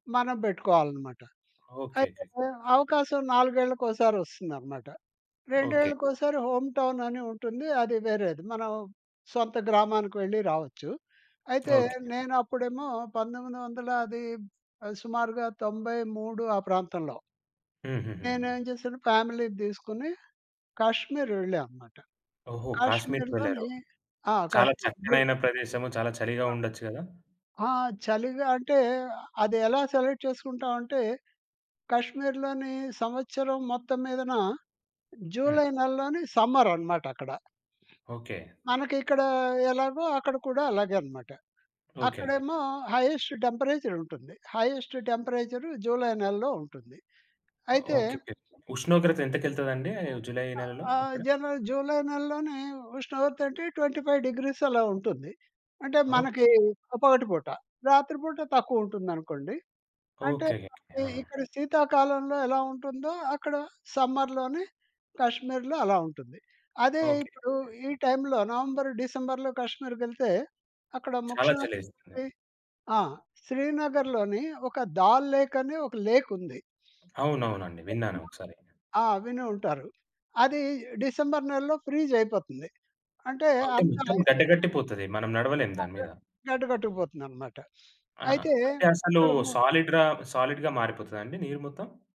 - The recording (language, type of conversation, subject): Telugu, podcast, ఒక ప్రయాణం మీ దృష్టికోణాన్ని ఎంతగా మార్చిందో మీరు వివరంగా చెప్పగలరా?
- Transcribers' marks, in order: in English: "హోమ్ టౌన్"; in English: "ఫ్యామిలీని"; in English: "సెలెక్ట్"; in English: "సమ్మర్"; other background noise; in English: "హైయెస్ట్ టెంపరేచర్"; in English: "హైయెస్ట్ టెంపరేచర్"; in English: "స్నో"; in English: "ట్వెంటీ ఫైవ్ డిగ్రీస్"; in English: "సమ్మర్‌లోనే"; in English: "లేక్"; sniff; in English: "ఫ్రీజ్"; in English: "ఐస్"; sniff; in English: "సాలిడ్‌గా"